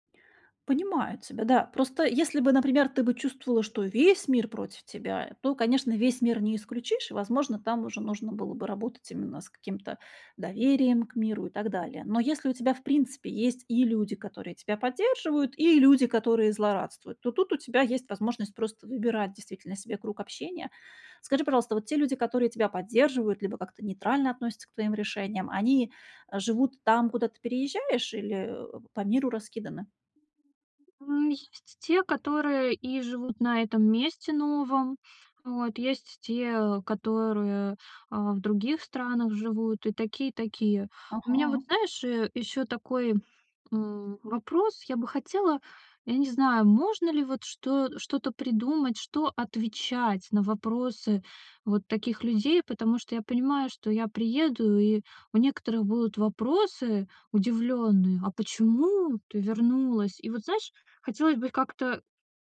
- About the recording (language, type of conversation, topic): Russian, advice, Как мне перестать бояться оценки со стороны других людей?
- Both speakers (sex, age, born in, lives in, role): female, 30-34, Russia, Estonia, user; female, 40-44, Russia, Hungary, advisor
- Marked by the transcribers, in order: none